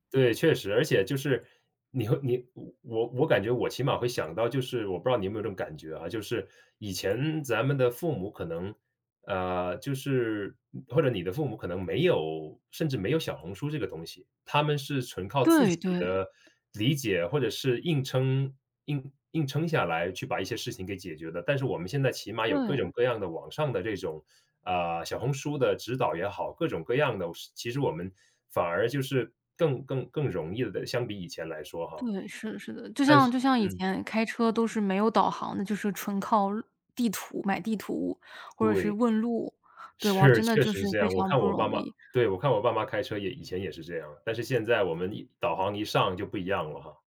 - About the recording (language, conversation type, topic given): Chinese, podcast, 有没有哪一刻让你觉得自己真的长大了？
- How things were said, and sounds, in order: laughing while speaking: "是"